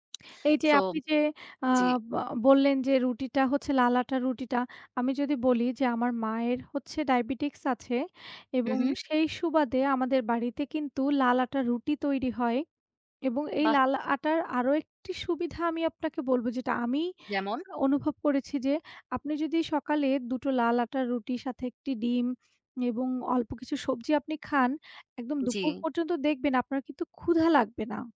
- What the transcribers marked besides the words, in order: none
- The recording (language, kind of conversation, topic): Bengali, unstructured, সকালের নাস্তা হিসেবে আপনি কোনটি বেছে নেবেন—রুটি নাকি পরোটা?